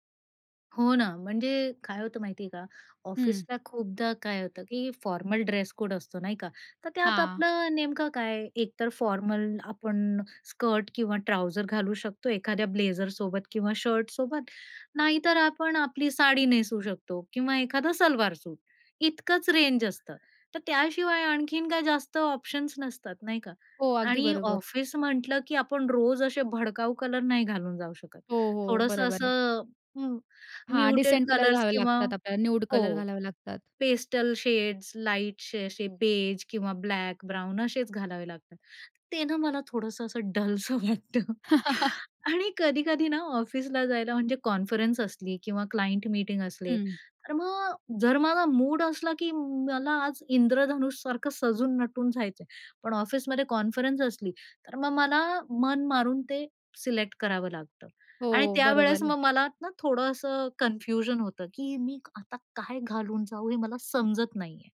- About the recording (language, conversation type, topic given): Marathi, podcast, तुमच्या कपड्यांतून तुमचा मूड कसा व्यक्त होतो?
- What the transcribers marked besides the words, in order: in English: "फॉर्मल ड्रेस कोड"; in English: "फॉर्मल"; in English: "डिसेंट कलर"; in English: "म्युटेड कलर्स"; in English: "न्यूड कलर"; in English: "पेस्टल"; laughing while speaking: "डलसं वाटतं"; laugh; in English: "क्लायंट"